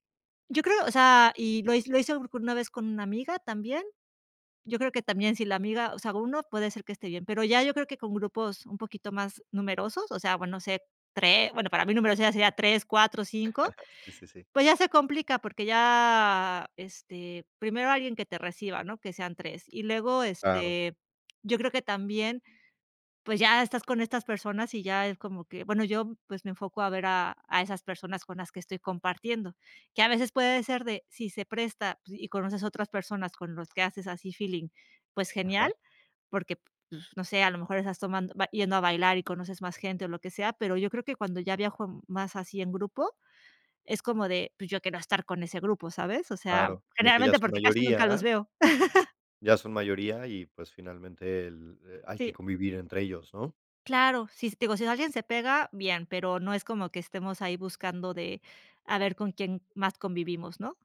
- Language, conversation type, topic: Spanish, podcast, ¿Qué haces para conocer gente nueva cuando viajas solo?
- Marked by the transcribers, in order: chuckle; chuckle